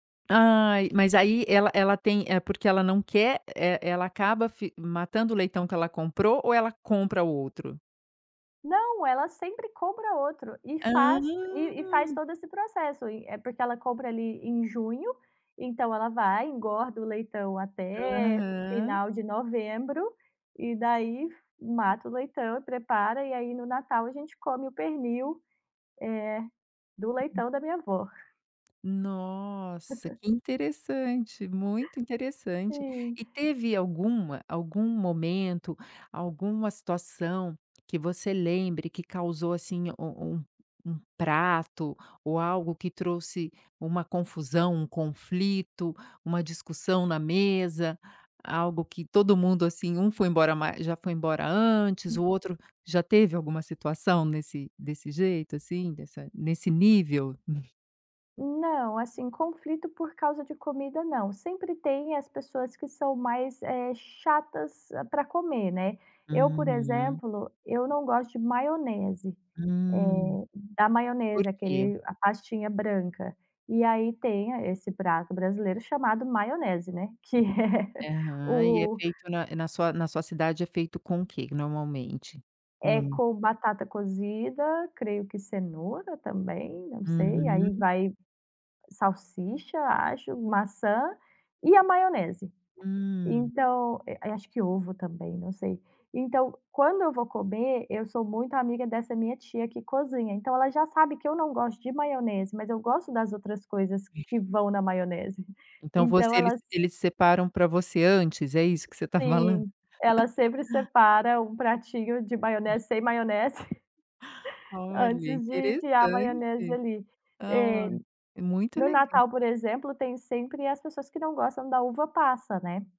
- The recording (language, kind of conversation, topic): Portuguese, podcast, Qual é o papel da comida nas lembranças e nos encontros familiares?
- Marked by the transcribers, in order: drawn out: "Hã"; tapping; chuckle; laugh; chuckle; laughing while speaking: "Que é"; chuckle; laugh; chuckle; other background noise